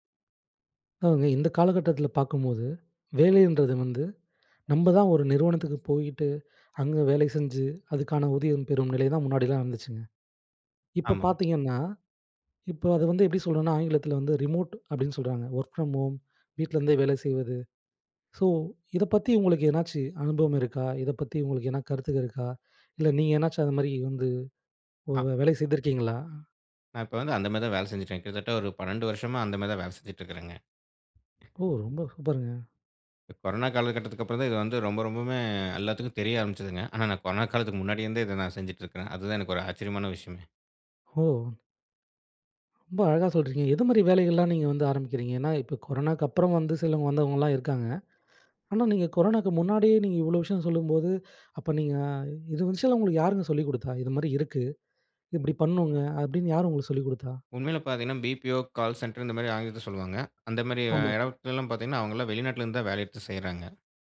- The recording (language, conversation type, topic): Tamil, podcast, மெய்நிகர் வேலை உங்கள் சமநிலைக்கு உதவுகிறதா, அல்லது அதை கஷ்டப்படுத்துகிறதா?
- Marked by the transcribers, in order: "அதாங்க" said as "அ ங்க"; other background noise; in English: "ரிமோட்"; in English: "ஒர்க் ஃப்ரம் ஹோம்"; anticipating: "ஓ! வே வேலை செய்துருக்கீங்களா?"; "செஞ்சுடுருக்கேன்" said as "செஞ்சுடுருக்"; inhale; surprised: "இது விஷயம்லாம் உங்களுக்கு யாருங்க சொல்லிக்குடுத்தா?"; in English: "கால் சென்டர்"; "இடத்துல்லாம்" said as "இடோதுல்லாம்"